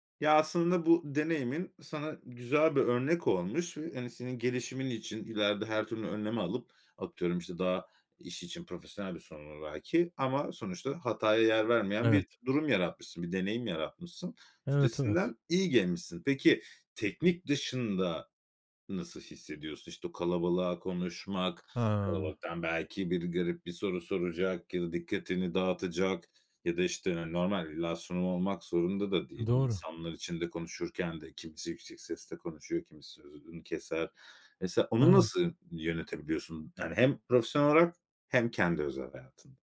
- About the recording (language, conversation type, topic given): Turkish, podcast, Dışarıdayken stresle başa çıkmak için neler yapıyorsun?
- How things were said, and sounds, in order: unintelligible speech